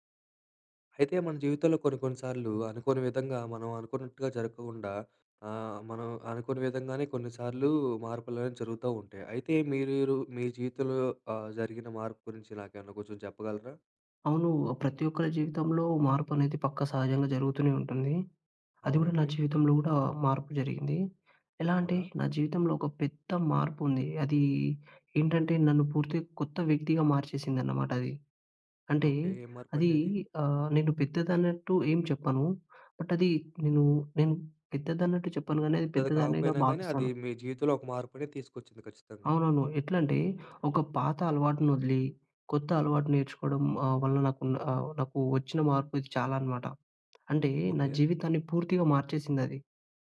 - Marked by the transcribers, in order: "జరక్కుండా" said as "జరక్కఉండా"; "మీరు" said as "మీరీరు"; in English: "బట్"; tapping
- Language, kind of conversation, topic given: Telugu, podcast, మీ జీవితంలో జరిగిన ఒక పెద్ద మార్పు గురించి వివరంగా చెప్పగలరా?